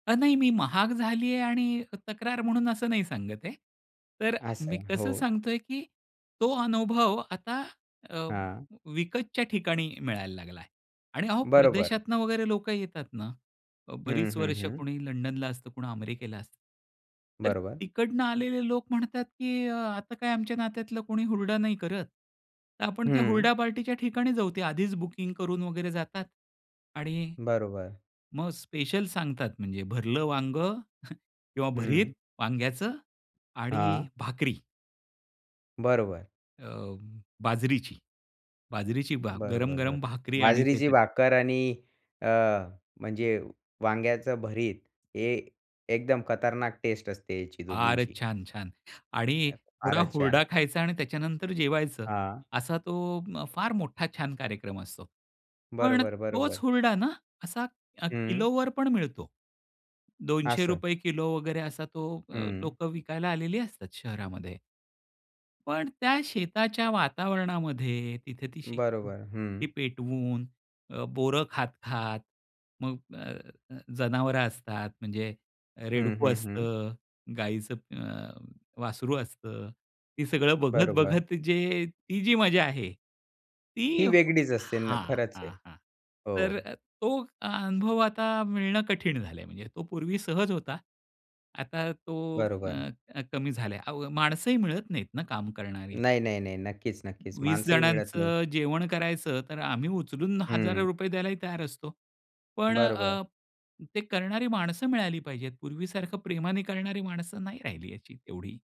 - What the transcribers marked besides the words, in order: snort; background speech
- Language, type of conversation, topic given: Marathi, podcast, तुमच्या मते काळानुसार घरचा कोणता पदार्थ अधिक मोलाचा झाला आहे आणि का?